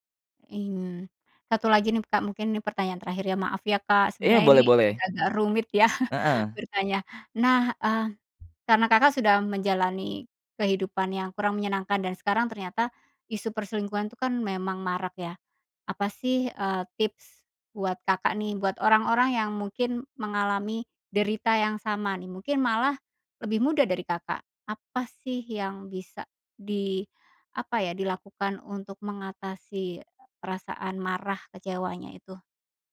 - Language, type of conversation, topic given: Indonesian, podcast, Bisakah kamu menceritakan pengalaman ketika orang tua mengajarkan nilai-nilai hidup kepadamu?
- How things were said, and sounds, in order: chuckle; other background noise